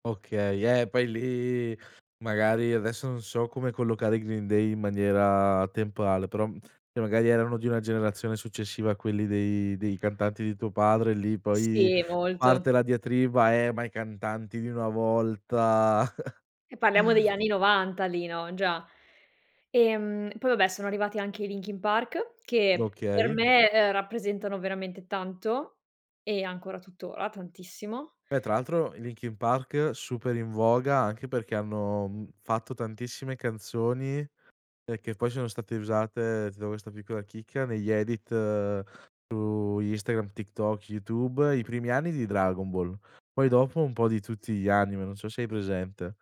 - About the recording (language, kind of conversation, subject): Italian, podcast, Come sono cambiati i tuoi gusti musicali negli anni?
- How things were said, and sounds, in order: other background noise; chuckle; in English: "edit"